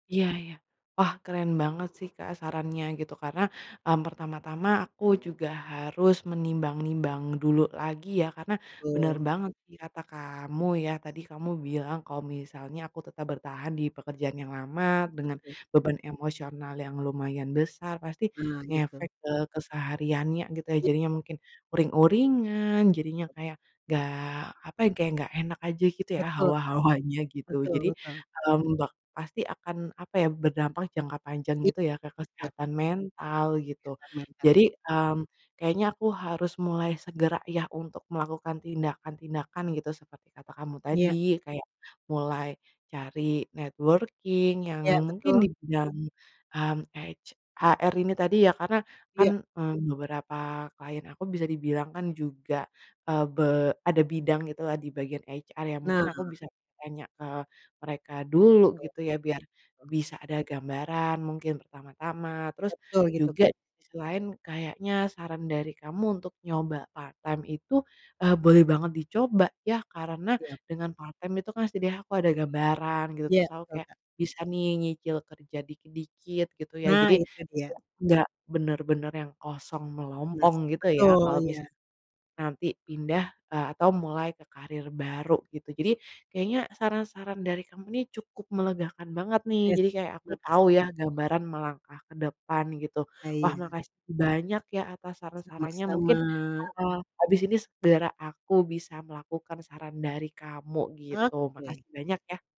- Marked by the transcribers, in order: laughing while speaking: "hawa-hawanya"; in English: "networking"; in English: "HR"; in English: "part time"; in English: "part time"
- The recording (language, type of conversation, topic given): Indonesian, advice, Memilih antara bertahan di karier lama atau memulai karier baru